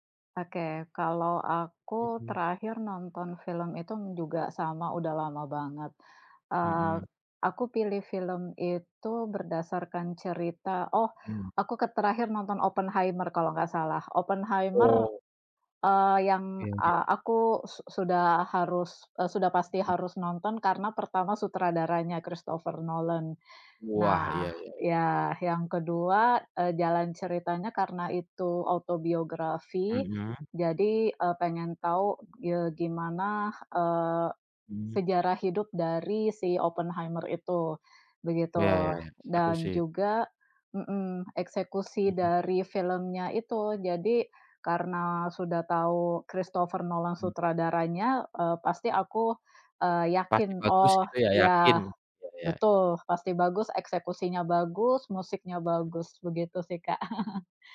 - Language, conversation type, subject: Indonesian, unstructured, Apa yang membuat cerita dalam sebuah film terasa kuat dan berkesan?
- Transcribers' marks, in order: other background noise; laugh